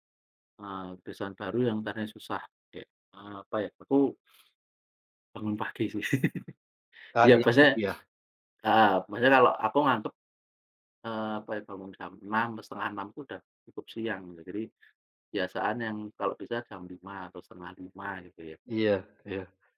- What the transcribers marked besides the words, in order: sniff; chuckle; sniff
- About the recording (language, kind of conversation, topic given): Indonesian, unstructured, Kebiasaan harian apa yang paling membantu kamu berkembang?